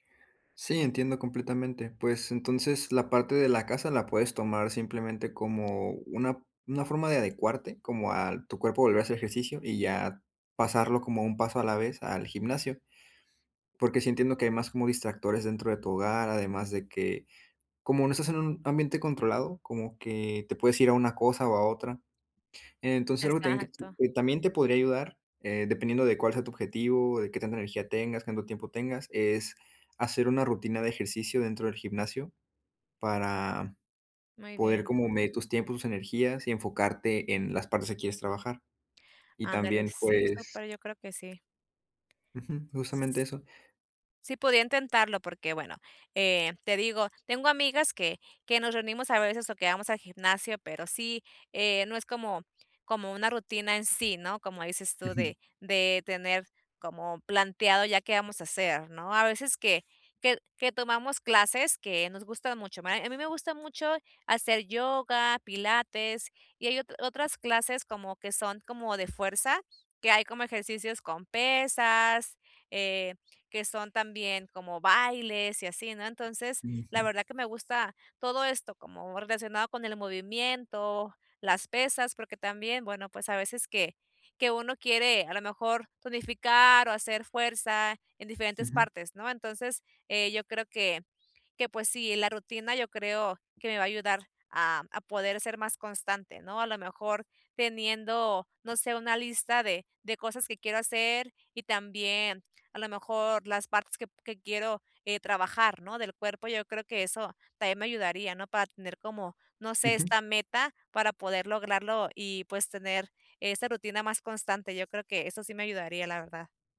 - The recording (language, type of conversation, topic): Spanish, advice, ¿Cómo puedo ser más constante con mi rutina de ejercicio?
- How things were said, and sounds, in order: unintelligible speech; tapping